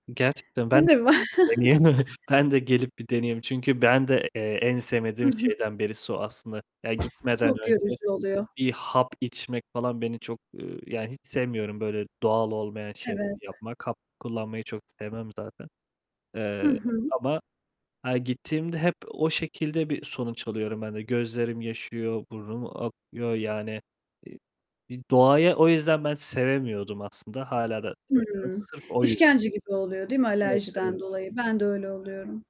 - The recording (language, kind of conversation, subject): Turkish, unstructured, Düzenli yürüyüş yapmak hayatınıza ne gibi katkılar sağlar?
- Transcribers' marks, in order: distorted speech; unintelligible speech; laughing while speaking: "de mi var?"; giggle; chuckle; other background noise; tapping; "yaşarıyor" said as "yaşıyo"; unintelligible speech